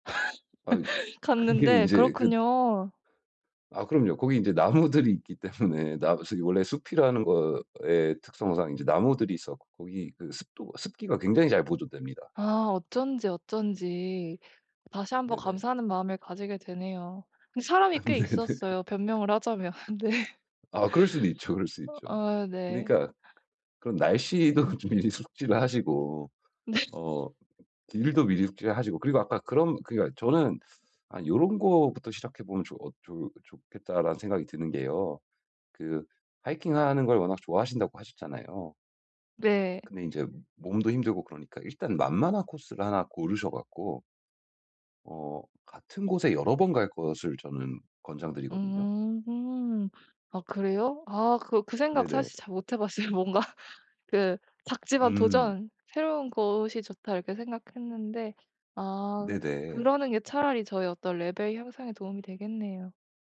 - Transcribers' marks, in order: laugh; tapping; laughing while speaking: "나무들이 있기 때문에"; laughing while speaking: "근데 네"; laugh; laughing while speaking: "있죠"; laughing while speaking: "하자면. 네"; laughing while speaking: "날씨에도 그 미리미리 숙지를 하시고"; other background noise; laughing while speaking: "네"; laughing while speaking: "봤어요. 뭔가"
- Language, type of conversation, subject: Korean, advice, 시도와 실패에 대한 두려움을 어떻게 극복할 수 있을까요?